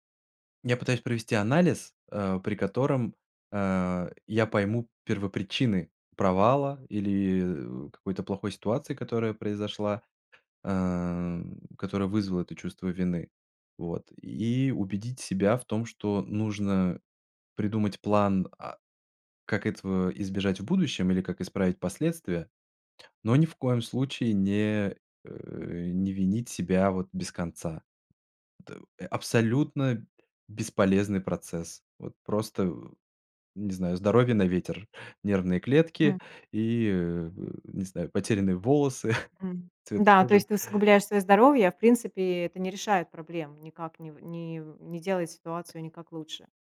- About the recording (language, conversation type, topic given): Russian, podcast, Как ты справляешься с чувством вины или стыда?
- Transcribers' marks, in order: chuckle; tapping